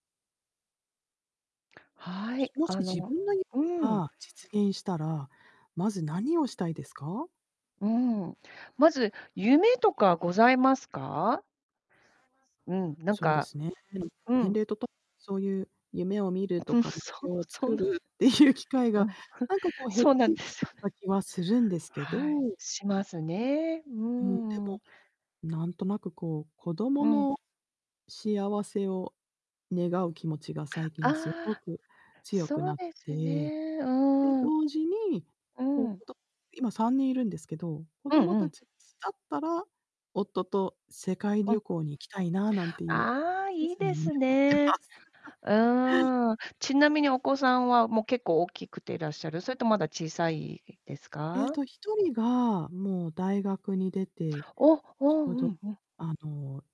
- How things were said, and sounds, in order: distorted speech; static; laughing while speaking: "ぶ そ そんな"; laughing while speaking: "ていう機会が"; laughing while speaking: "うん。ふ、そうなんですよね"; laughing while speaking: "持ってます"; laugh; tapping
- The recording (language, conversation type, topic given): Japanese, unstructured, 自分の夢が実現したら、まず何をしたいですか？